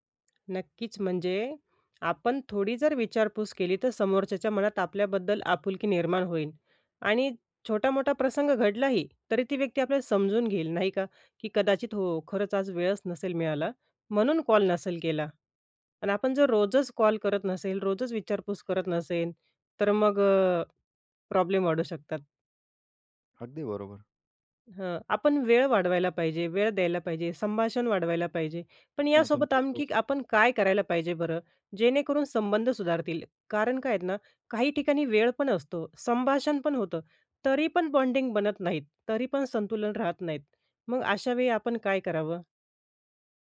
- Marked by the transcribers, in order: tapping; in English: "बॉन्डिंग"
- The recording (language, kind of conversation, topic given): Marathi, podcast, कुटुंब आणि जोडीदार यांच्यात संतुलन कसे साधावे?